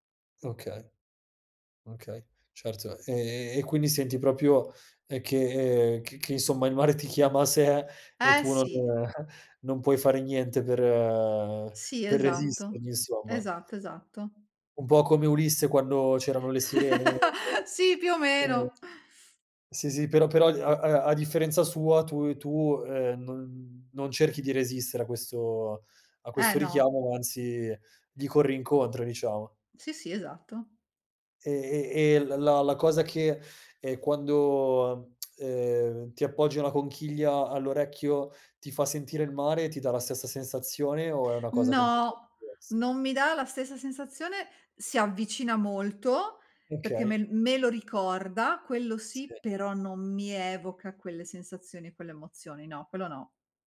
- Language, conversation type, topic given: Italian, podcast, Che attività ti fa perdere la nozione del tempo?
- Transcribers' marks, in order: "proprio" said as "propio"; chuckle; chuckle; unintelligible speech; tsk; unintelligible speech